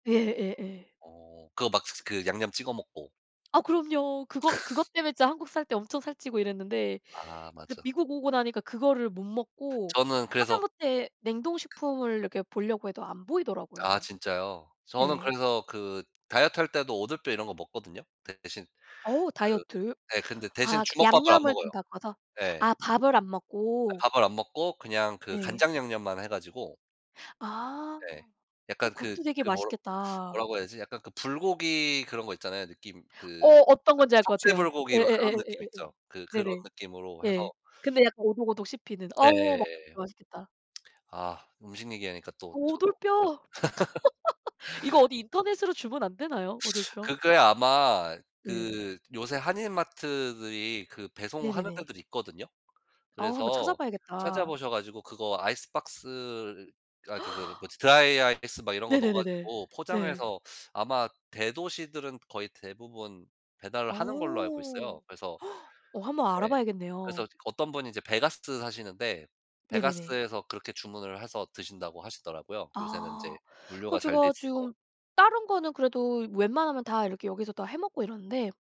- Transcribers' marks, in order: other noise; other background noise; lip smack; laugh; teeth sucking; tapping; gasp; teeth sucking; gasp
- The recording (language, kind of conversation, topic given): Korean, unstructured, 자신만의 스트레스 해소법이 있나요?